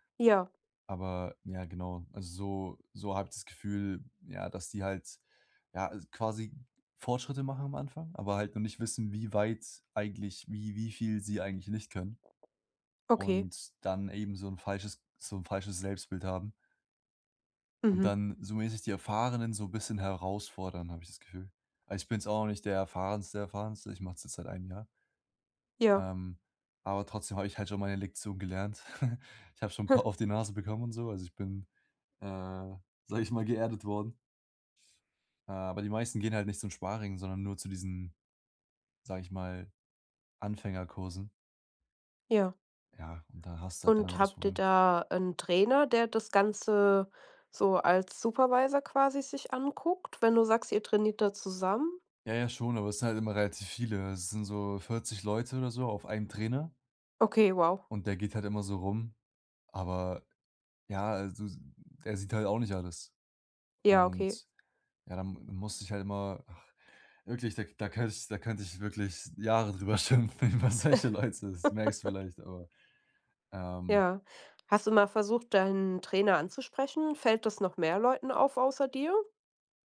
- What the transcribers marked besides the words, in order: other noise; chuckle; laughing while speaking: "paar"; laughing while speaking: "schimpfen über solche Leute"; laugh
- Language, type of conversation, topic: German, advice, Wie gehst du mit einem Konflikt mit deinem Trainingspartner über Trainingsintensität oder Ziele um?